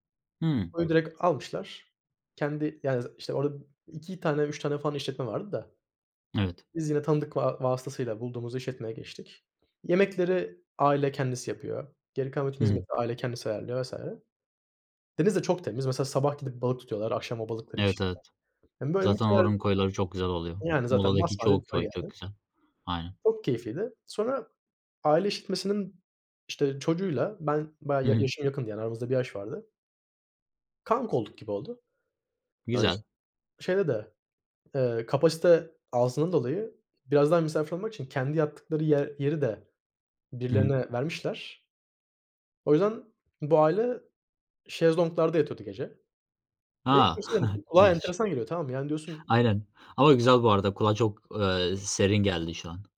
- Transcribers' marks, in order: other background noise; unintelligible speech; tapping; unintelligible speech; unintelligible speech; chuckle
- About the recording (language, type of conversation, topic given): Turkish, unstructured, En unutulmaz aile tatiliniz hangisiydi?